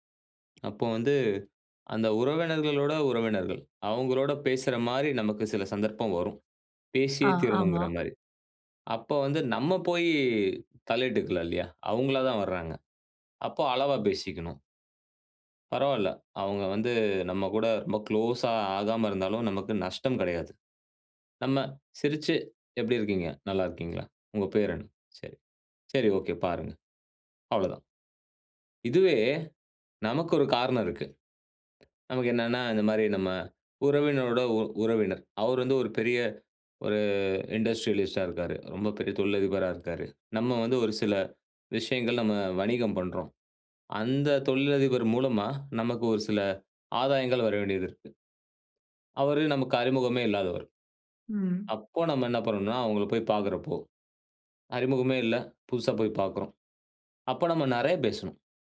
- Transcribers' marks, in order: in English: "குளோஸா"; other background noise; in English: "இண்டஸ்ட்ரியலிஸ்ட்டா"
- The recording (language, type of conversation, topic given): Tamil, podcast, புதியவர்களுடன் முதலில் நீங்கள் எப்படி உரையாடலை ஆரம்பிப்பீர்கள்?